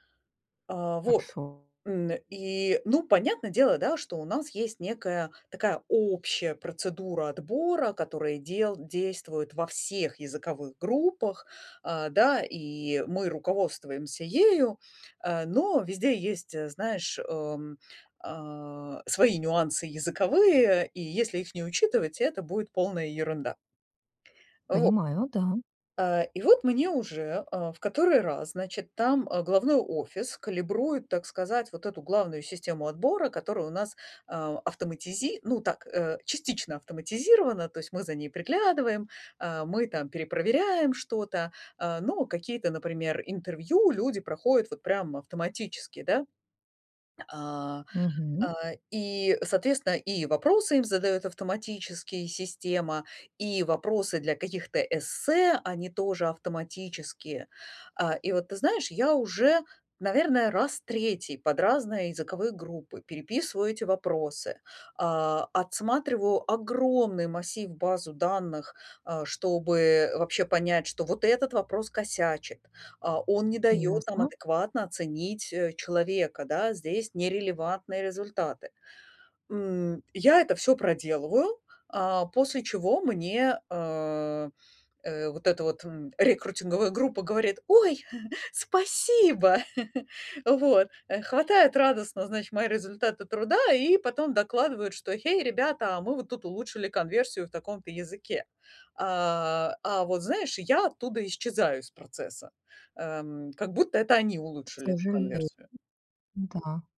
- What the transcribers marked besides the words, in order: other background noise; put-on voice: "Ой, спасибо!"; chuckle
- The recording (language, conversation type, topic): Russian, advice, Как мне получить больше признания за свои достижения на работе?